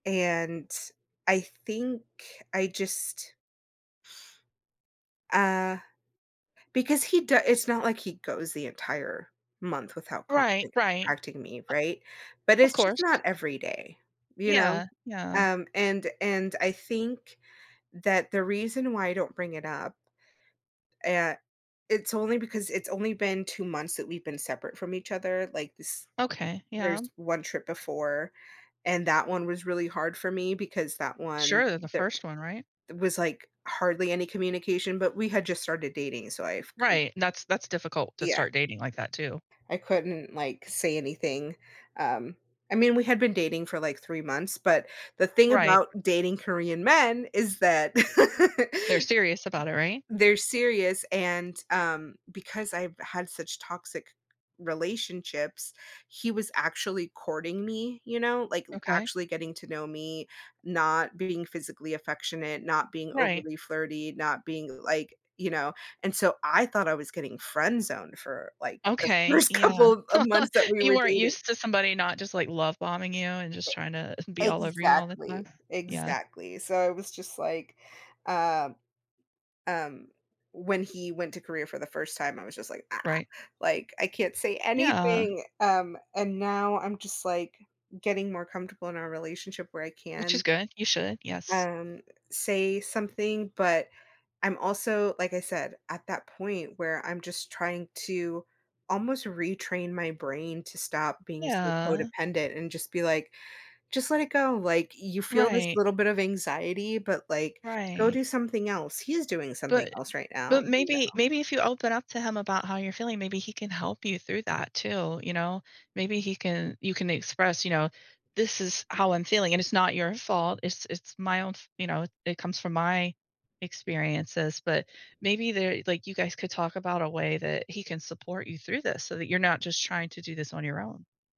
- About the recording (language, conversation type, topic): English, advice, How can I reconnect with my partner when I feel distant?
- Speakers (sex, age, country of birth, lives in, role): female, 30-34, United States, United States, user; female, 40-44, United States, United States, advisor
- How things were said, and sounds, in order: other background noise; "contacting" said as "tacting"; chuckle; laughing while speaking: "first couple"; laugh; tapping